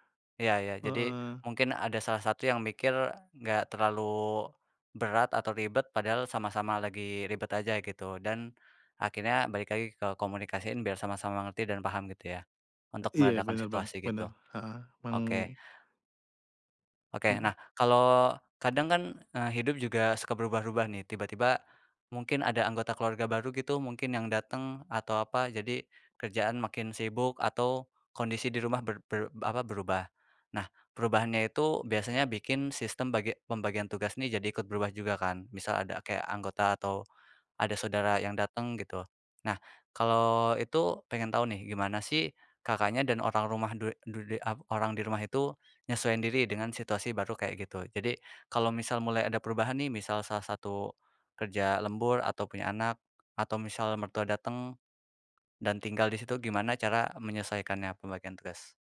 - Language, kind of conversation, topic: Indonesian, podcast, Bagaimana cara kamu membagi tugas rumah tangga?
- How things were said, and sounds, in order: other background noise; "menyelesaikannya" said as "menyesaikannya"